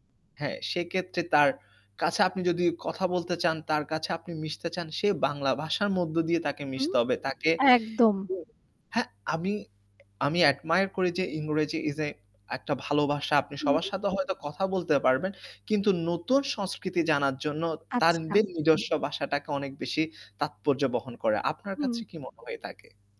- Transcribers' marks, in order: mechanical hum; tapping; unintelligible speech; static; in English: "অ্যাডমায়ার"; "থাকে" said as "তাকে"
- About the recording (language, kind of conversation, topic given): Bengali, unstructured, আপনি যদি যেকোনো ভাষা শিখতে পারতেন, তাহলে কোন ভাষা শিখতে চাইতেন?